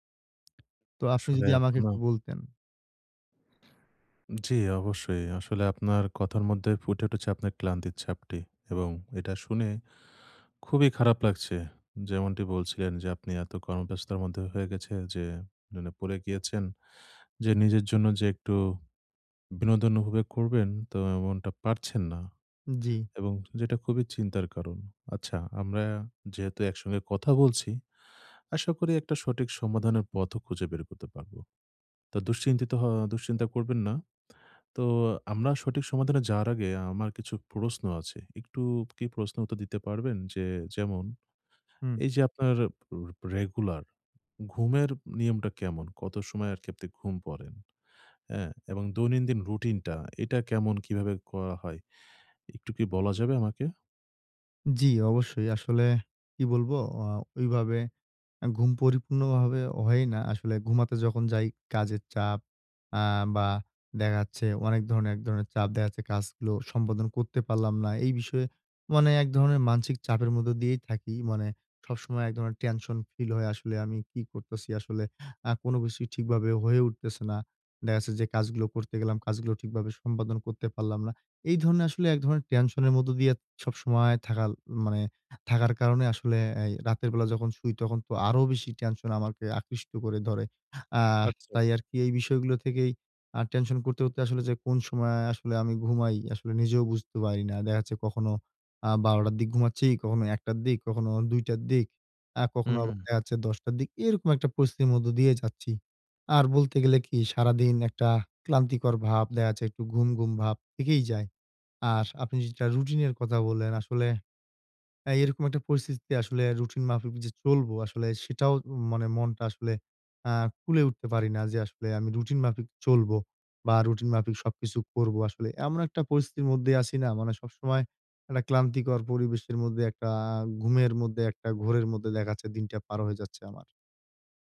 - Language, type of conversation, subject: Bengali, advice, বিনোদন উপভোগ করতে গেলে কেন আমি এত ক্লান্ত ও ব্যস্ত বোধ করি?
- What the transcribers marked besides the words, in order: tapping; other background noise; "উপভোগ" said as "উপভেগ"; "যাওয়ার" said as "যায়ার"; "মানসিক" said as "মান্সিক"